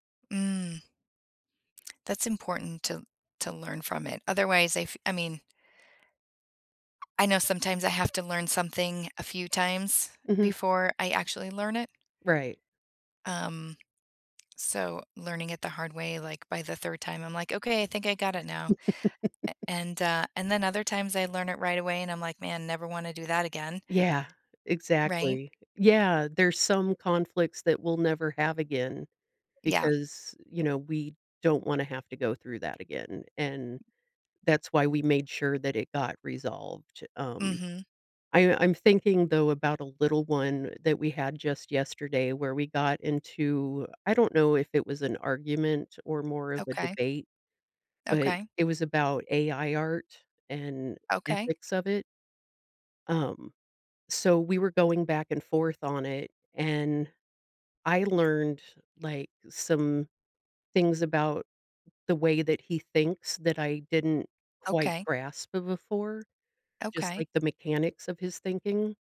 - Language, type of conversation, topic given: English, unstructured, How has conflict unexpectedly brought people closer?
- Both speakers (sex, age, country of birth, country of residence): female, 45-49, United States, United States; female, 50-54, United States, United States
- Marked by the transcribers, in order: other background noise; chuckle; tapping; "resolved" said as "resolvech"